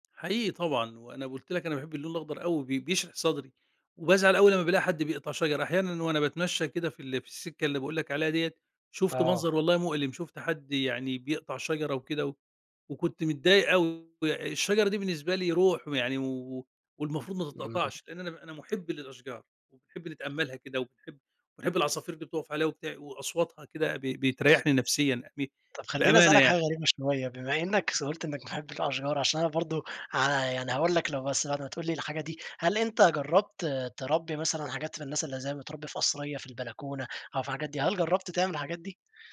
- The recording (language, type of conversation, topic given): Arabic, podcast, إيه الحاجات اللي بتدي يومك معنى؟
- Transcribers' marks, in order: tapping; other background noise